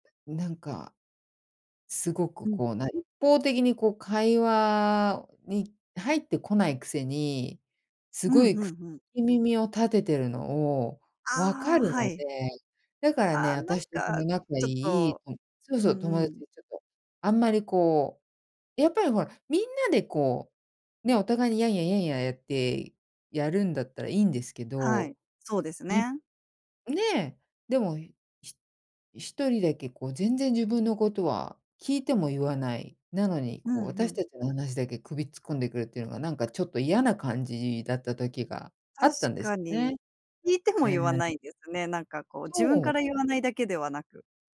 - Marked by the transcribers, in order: none
- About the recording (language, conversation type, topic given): Japanese, podcast, 職場の雰囲気は普段どのように感じていますか？